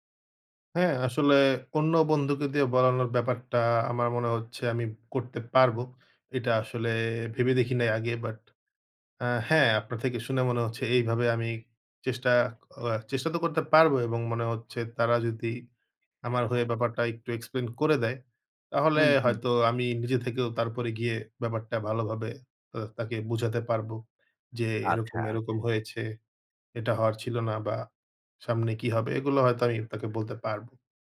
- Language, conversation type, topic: Bengali, advice, টেক্সট বা ইমেইলে ভুল বোঝাবুঝি কীভাবে দূর করবেন?
- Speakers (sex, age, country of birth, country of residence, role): male, 30-34, Bangladesh, Bangladesh, user; male, 40-44, Bangladesh, Finland, advisor
- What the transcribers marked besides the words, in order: in English: "explain"